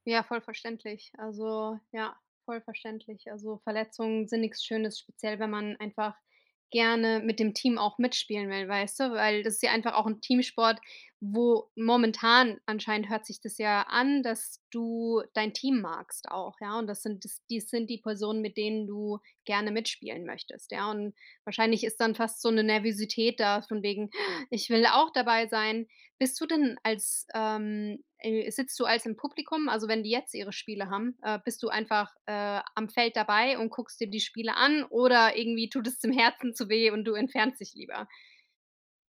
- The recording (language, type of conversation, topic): German, advice, Wie kann ich nach einer längeren Pause meine Leidenschaft wiederfinden?
- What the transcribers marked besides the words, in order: gasp